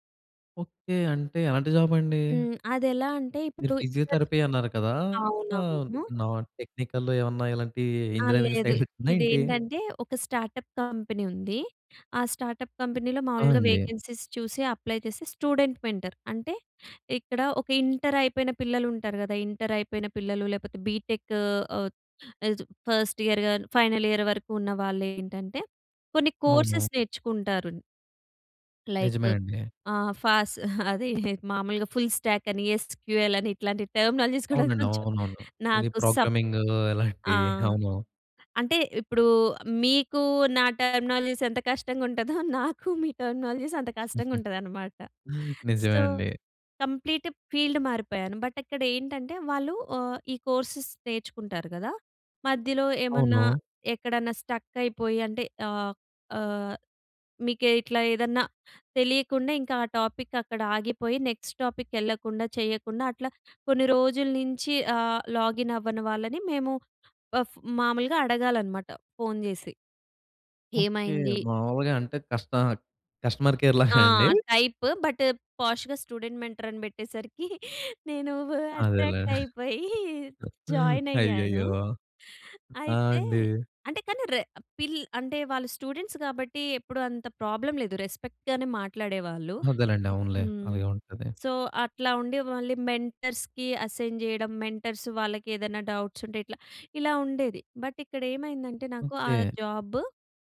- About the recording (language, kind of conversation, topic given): Telugu, podcast, ఒక ఉద్యోగం విడిచి వెళ్లాల్సిన సమయం వచ్చిందని మీరు గుర్తించడానికి సహాయపడే సంకేతాలు ఏమేమి?
- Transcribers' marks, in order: in English: "జాబ్"; in English: "ఫిజియోథెరపీ"; unintelligible speech; in English: "నాన్ టెక్నికల్‌లో"; other background noise; in English: "ఇంజినీరింగ్ సైడ్"; in English: "స్టార్టప్ కంపెనీ"; in English: "స్టార్టప్"; in English: "వేకెన్సీస్"; in English: "అప్లై"; in English: "స్టూడెంట్ మెంటర్"; in English: "బీటెక్"; in English: "ఫస్ట్ ఇయర్"; in English: "ఫైనల్ ఇయర్"; in English: "కోర్సెస్"; in English: "లైక్"; in English: "ఫుల్ స్టాక్"; in English: "ఎస్‌క్యూ‌ఎల్"; in English: "టెర్మినాలజీస్"; giggle; in English: "ప్రోగ్రామింగ్"; in English: "టెర్మినాలజీస్"; laughing while speaking: "ఉంటదో నాకు మీ టెర్మినాలజీస్"; in English: "టెర్మినాలజీస్"; laugh; tapping; in English: "సో కంప్లీట్ ఫీల్డ్"; in English: "బట్"; in English: "కోర్సెస్"; in English: "స్టక్"; in English: "టాపిక్"; in English: "నెక్స్ట్ టాపిక్"; in English: "లాగిన్"; in English: "కస్టమర్ కేర్‌లాగా"; giggle; in English: "టైప్ బట్ పాష్‌గా స్టూడెంట్ మెంటర్"; laughing while speaking: "నేను వు అట్రాక్ట్ అయిపోయి"; in English: "అట్రాక్ట్"; in English: "జాయిన్"; laugh; in English: "స్టూడెంట్స్"; in English: "ప్రాబ్లమ్"; in English: "రెస్పెక్ట్‌గానే"; in English: "సో"; in English: "మెంటర్స్‌కి అసైన్"; in English: "మెంటర్స్"; in English: "డౌట్స్"; in English: "బట్"; in English: "జాబ్"